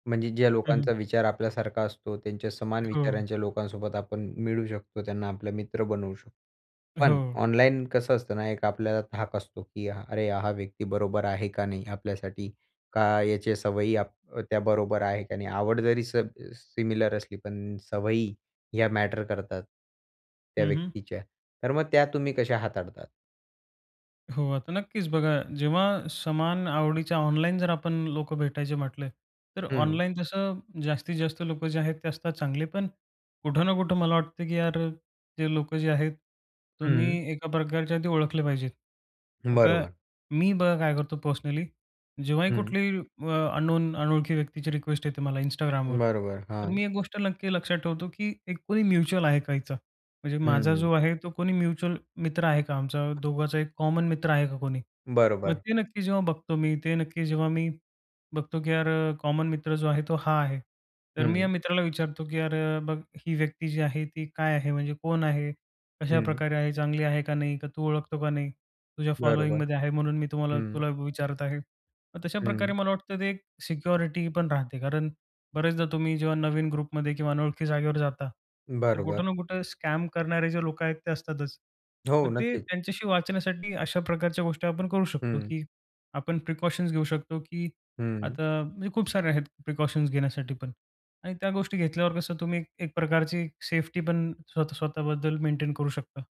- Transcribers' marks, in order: other background noise; tapping; in English: "म्युच्युअल"; in English: "म्युच्युअल"; in English: "कॉमन"; in English: "कॉमन"; in English: "ग्रुपमध्ये"; in English: "स्कॅम"; in English: "प्रिकॉशन्स"; in English: "प्रिकॉशन्स"
- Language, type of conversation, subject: Marathi, podcast, समान आवडी असलेले लोक कुठे आणि कसे शोधायचे?